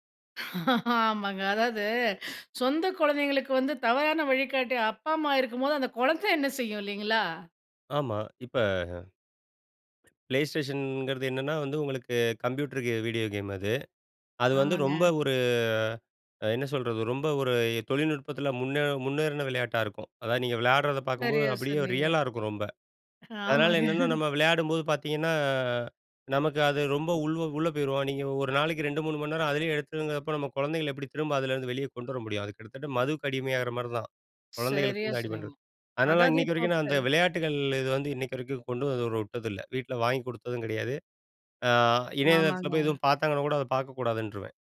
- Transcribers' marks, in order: laugh; tapping; chuckle
- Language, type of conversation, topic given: Tamil, podcast, குழந்தைகளின் தொழில்நுட்பப் பயன்பாட்டிற்கு நீங்கள் எப்படி வழிகாட்டுகிறீர்கள்?